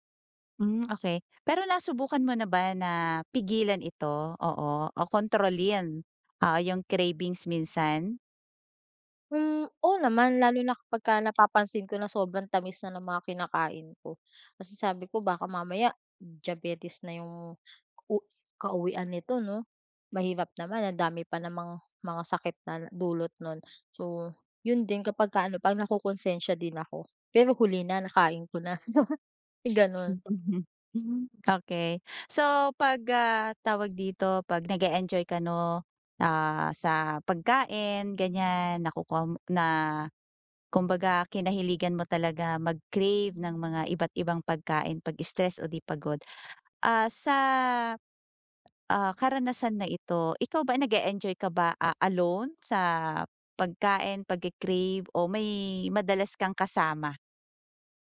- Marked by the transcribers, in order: tapping; other background noise; laugh
- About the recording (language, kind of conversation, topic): Filipino, advice, Paano ako makakahanap ng mga simpleng paraan araw-araw para makayanan ang pagnanasa?